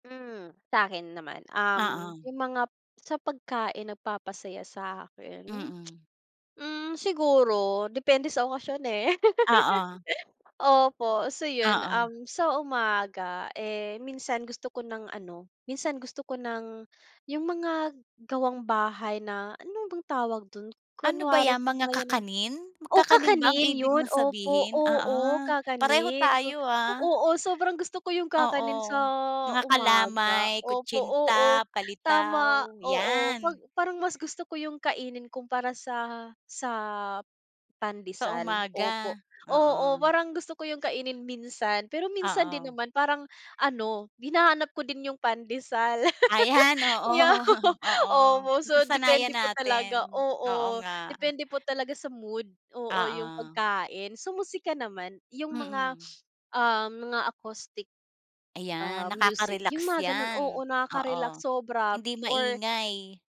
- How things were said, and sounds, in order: tsk; laugh; other noise; laugh; laughing while speaking: "Yaw"; laughing while speaking: "oo"; sniff; in English: "acoustic"
- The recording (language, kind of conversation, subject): Filipino, unstructured, Paano mo sinisimulan ang araw mo para maging masaya?